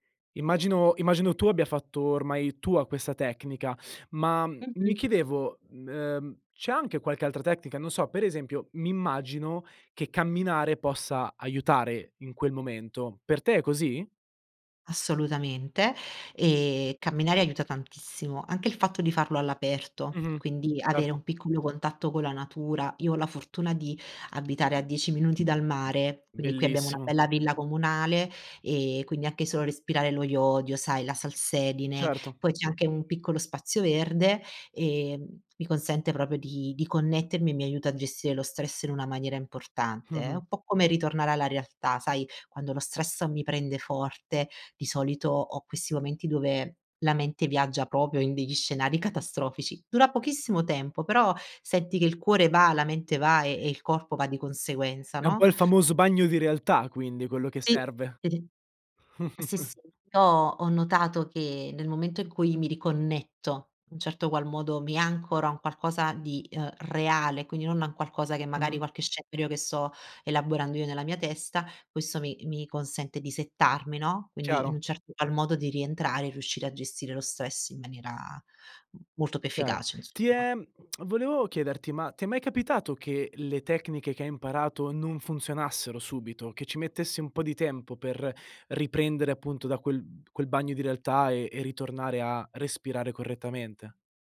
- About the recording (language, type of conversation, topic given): Italian, podcast, Come gestisci lo stress quando ti assale improvviso?
- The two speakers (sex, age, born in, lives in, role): female, 30-34, Italy, Italy, guest; male, 25-29, Italy, Italy, host
- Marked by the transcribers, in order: "proprio" said as "propio"; "proprio" said as "propio"; "senti" said as "setti"; unintelligible speech; chuckle; in English: "settarmi"; tsk